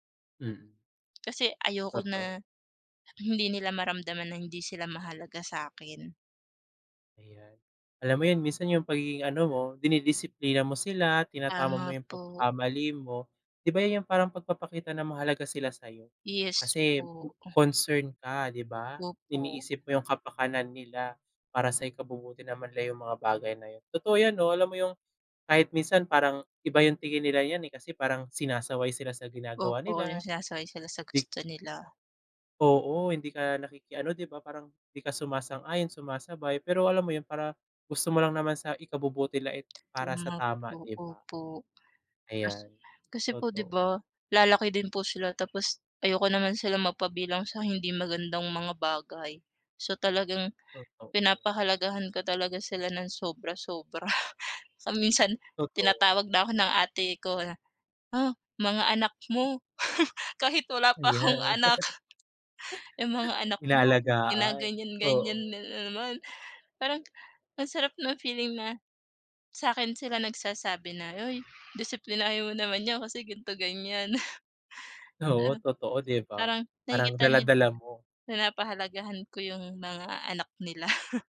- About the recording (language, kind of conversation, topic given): Filipino, unstructured, Ano ang isang bagay na nagpapasaya sa puso mo?
- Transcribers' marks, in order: tapping; other noise; chuckle; chuckle; laughing while speaking: "akong anak"; chuckle; chuckle; chuckle